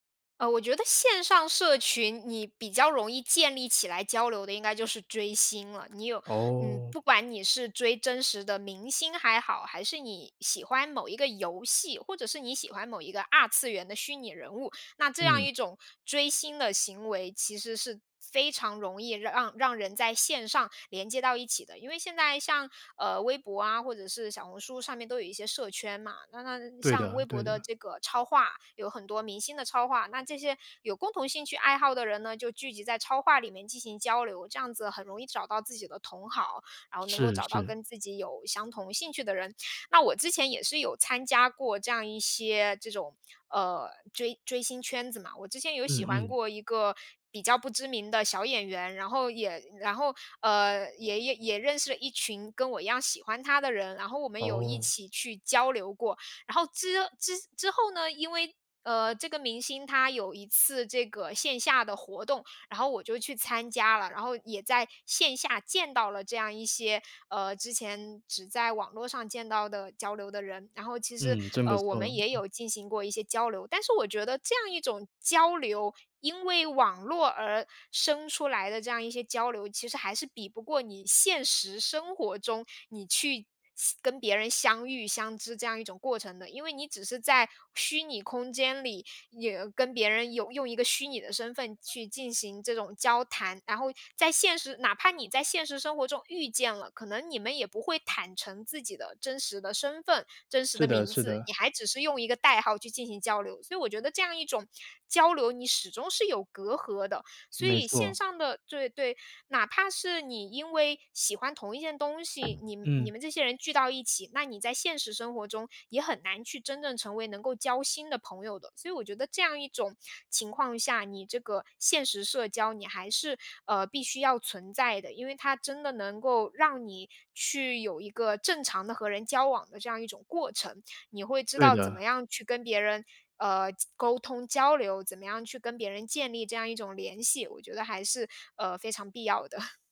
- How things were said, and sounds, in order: tapping; chuckle
- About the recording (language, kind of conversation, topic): Chinese, podcast, 线上社群能替代现实社交吗？